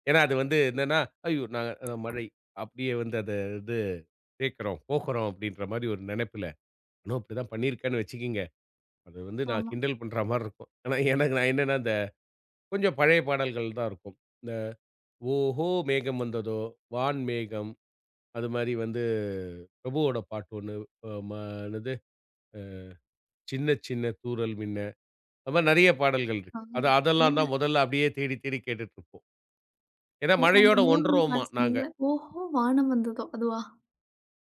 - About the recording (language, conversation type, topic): Tamil, podcast, மழை நாளுக்கான இசைப் பட்டியல் என்ன?
- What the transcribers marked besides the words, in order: other background noise; laughing while speaking: "எனக்கு, நான் என்னான்னா"; singing: "ஓஹோ. மேகம் வந்ததோ, வான் மேகம்"